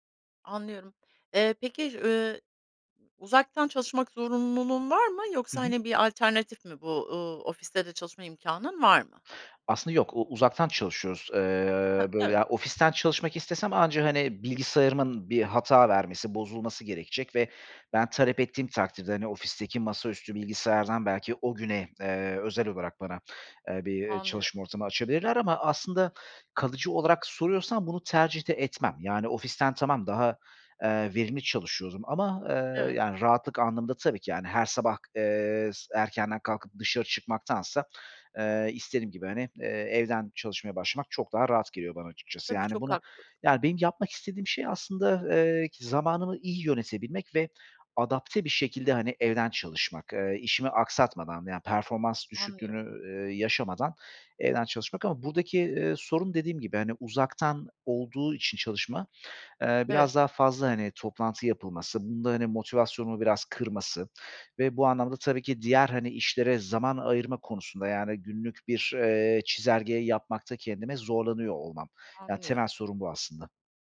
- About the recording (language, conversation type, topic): Turkish, advice, Uzaktan çalışmaya başlayınca zaman yönetimi ve iş-özel hayat sınırlarına nasıl uyum sağlıyorsunuz?
- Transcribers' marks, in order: tapping; other background noise